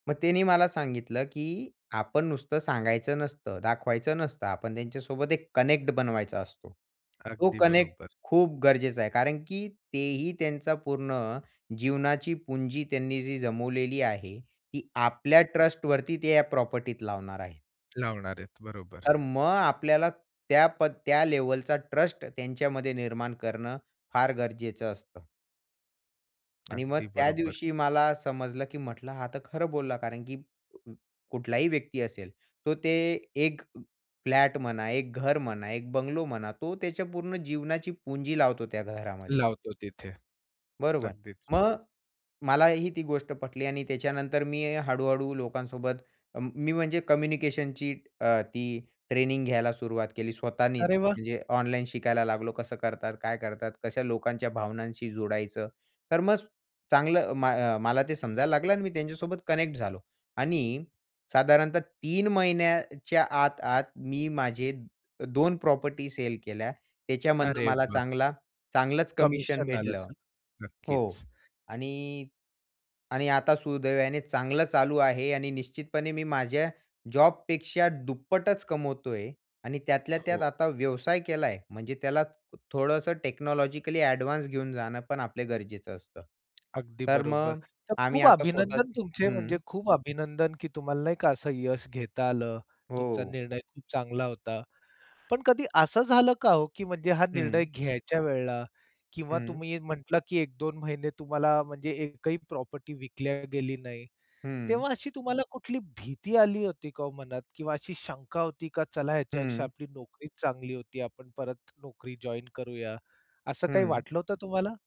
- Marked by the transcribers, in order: in English: "कनेक्ट"; tapping; in English: "कनेक्ट"; in English: "ट्रस्टवरती"; other noise; in English: "ट्रस्ट"; other background noise; in English: "कनेक्ट"; in English: "टेक्नॉलॉजिकली"
- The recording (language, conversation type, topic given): Marathi, podcast, एका निर्णयाने तुमचं आयुष्य कधी पलटलं का?